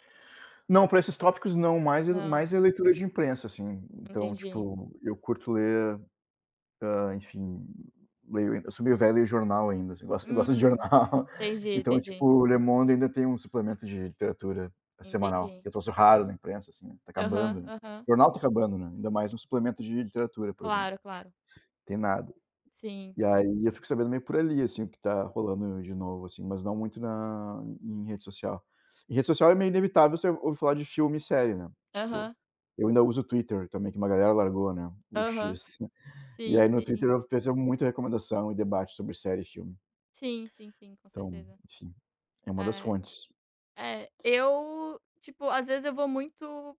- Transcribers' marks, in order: tapping; chuckle; other background noise
- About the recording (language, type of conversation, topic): Portuguese, unstructured, Como você decide entre assistir a um filme ou ler um livro?